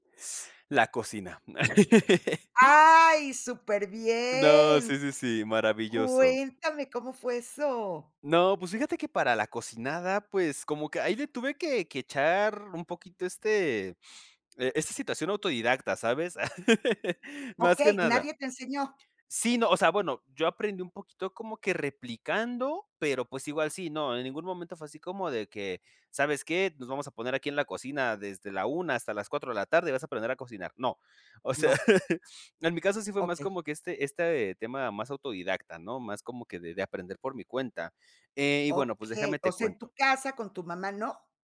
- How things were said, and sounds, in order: laugh; laugh; laugh
- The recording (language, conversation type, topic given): Spanish, podcast, ¿Cuál fue la primera vez que aprendiste algo que te encantó y por qué?